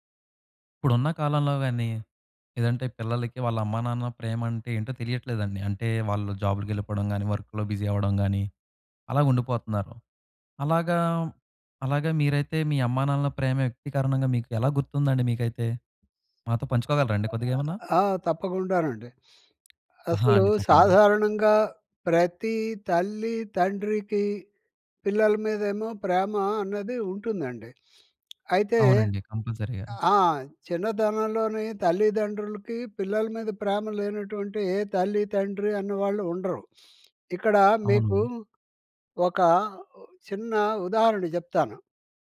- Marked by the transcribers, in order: in English: "బిజీ"; other noise; tapping; in English: "కంపల్సరీగా"
- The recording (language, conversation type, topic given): Telugu, podcast, తల్లిదండ్రుల ప్రేమను మీరు ఎలా గుర్తు చేసుకుంటారు?